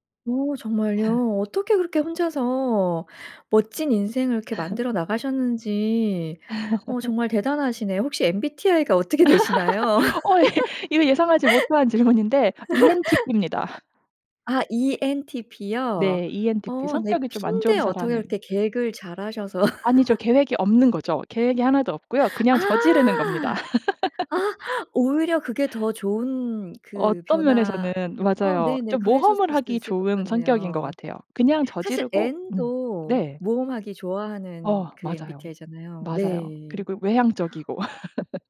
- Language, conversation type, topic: Korean, podcast, 한 번의 용기가 중요한 변화를 만든 적이 있나요?
- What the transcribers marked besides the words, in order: other background noise; laugh; laugh; laugh; laughing while speaking: "어 예. 이거 예상하지 못한 질문인데"; laughing while speaking: "어떻게 되시나요?"; laugh; laugh; laugh; laugh